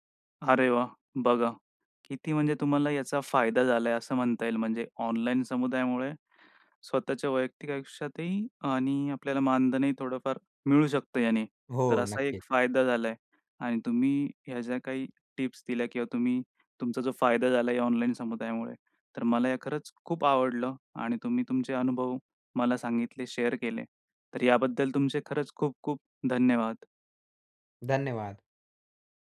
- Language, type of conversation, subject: Marathi, podcast, ऑनलाइन समुदायामुळे तुमच्या शिक्षणाला कोणते फायदे झाले?
- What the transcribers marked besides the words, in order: tapping; in English: "शेअर"